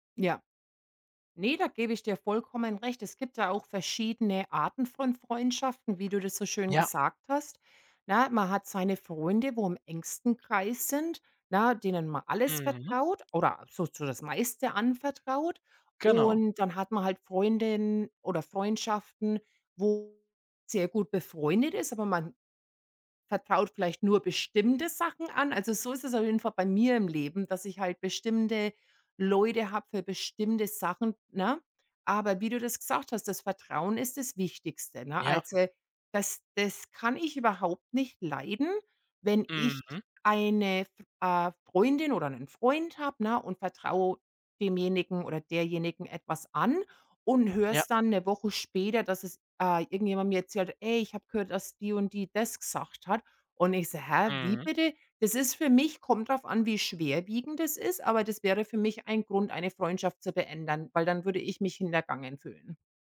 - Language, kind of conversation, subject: German, unstructured, Was macht für dich eine gute Freundschaft aus?
- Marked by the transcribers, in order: none